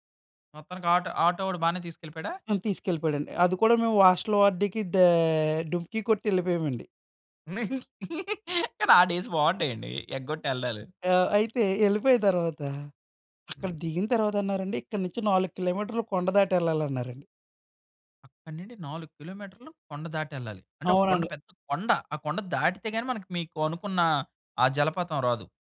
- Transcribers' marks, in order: in English: "వార్డ్‌కి"; laugh; in English: "డేస్"; other noise
- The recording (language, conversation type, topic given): Telugu, podcast, దగ్గర్లోని కొండ ఎక్కిన అనుభవాన్ని మీరు ఎలా వివరించగలరు?